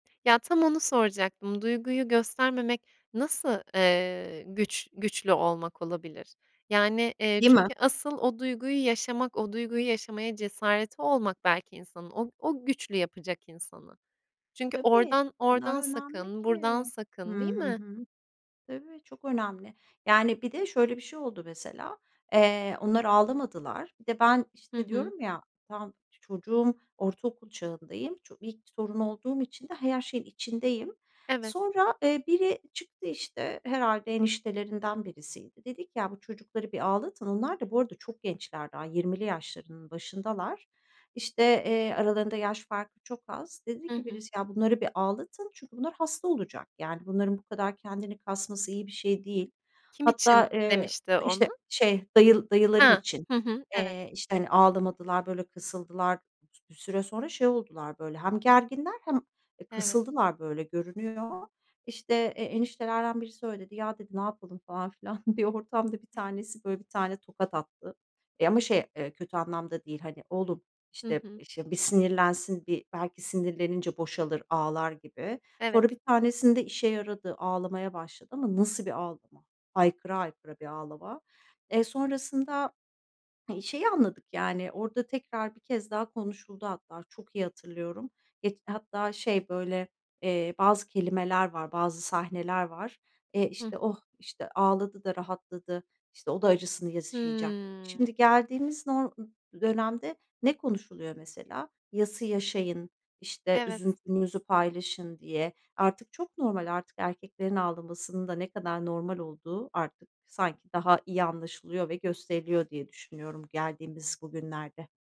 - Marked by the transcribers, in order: other background noise; tapping; other noise; chuckle
- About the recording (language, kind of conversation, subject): Turkish, podcast, Evinizde duyguları genelde nasıl paylaşırsınız?